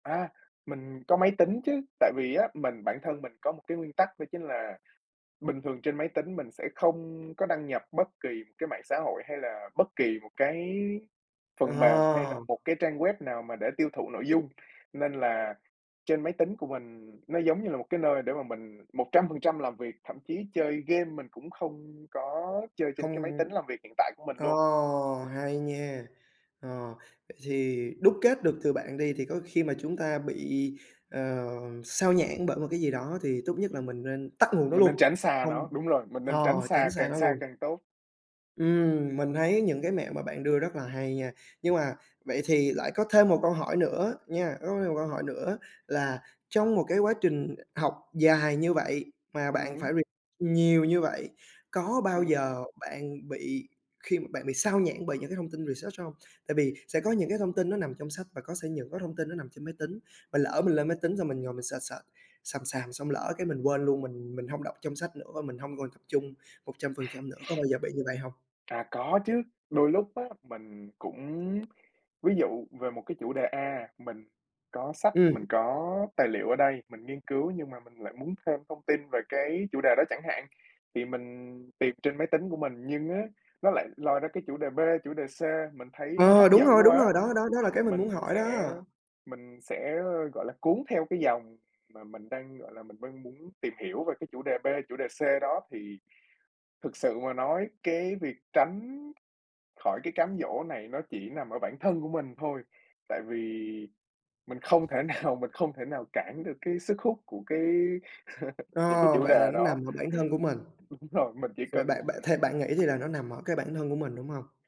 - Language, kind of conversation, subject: Vietnamese, podcast, Bạn thường học theo cách nào hiệu quả nhất?
- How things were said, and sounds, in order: tapping; other background noise; in English: "research"; in English: "search, search"; sniff; laughing while speaking: "nào"; laugh; laughing while speaking: "Đúng"